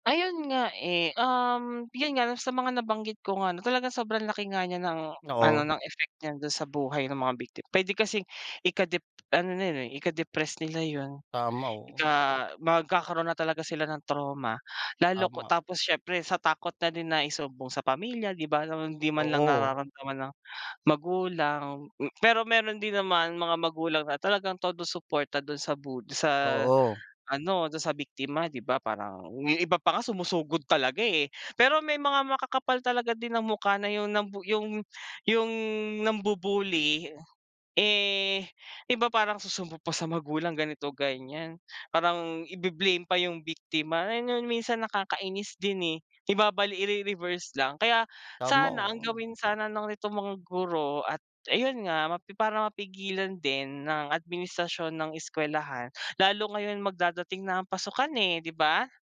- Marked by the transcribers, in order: other background noise; tapping
- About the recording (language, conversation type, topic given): Filipino, unstructured, Ano ang masasabi mo tungkol sa problema ng pambu-bully sa mga paaralan?